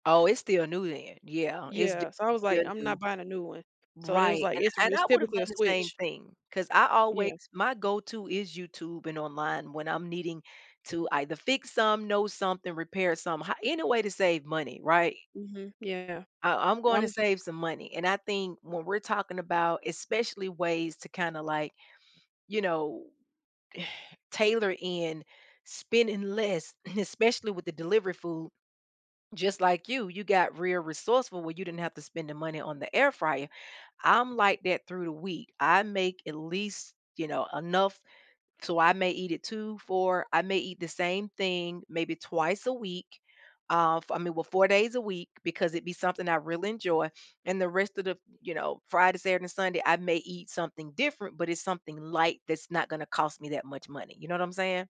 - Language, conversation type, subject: English, unstructured, How has the rise of food delivery services impacted our eating habits and routines?
- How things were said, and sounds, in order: other background noise; exhale; throat clearing